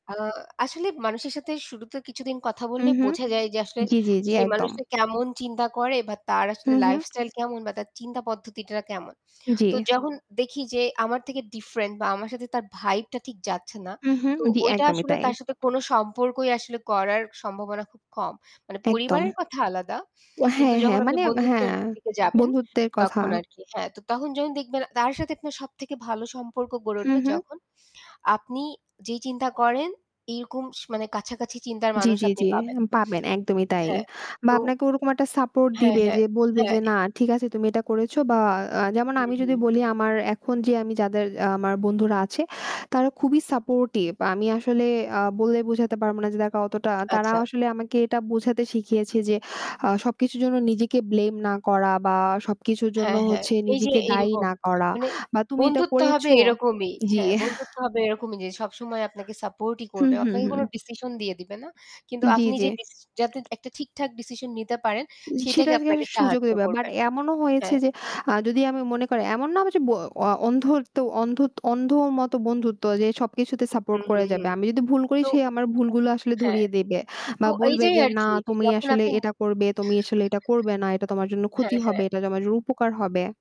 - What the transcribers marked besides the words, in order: static; tapping; distorted speech; chuckle; other background noise; unintelligible speech
- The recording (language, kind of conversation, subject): Bengali, unstructured, নিজেকে ভালোবাসা তোমার জীবনে কীভাবে প্রভাব ফেলে?